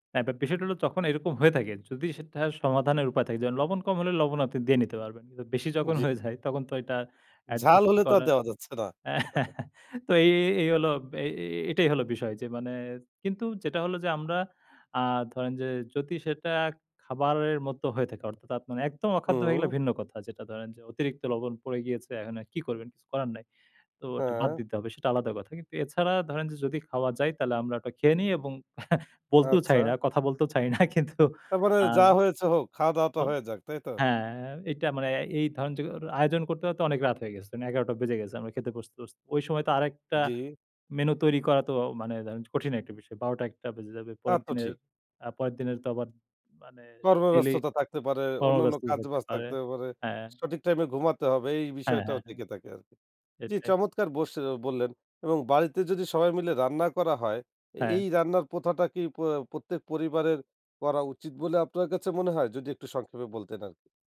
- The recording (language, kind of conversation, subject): Bengali, podcast, বাড়িতে পরিবারের সবাই মিলে রান্না করার জন্য কোন রেসিপি সবচেয়ে ভালো?
- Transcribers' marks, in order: chuckle; in English: "অ্যাডজাস্ট"; chuckle; chuckle; laughing while speaking: "না কিন্তু"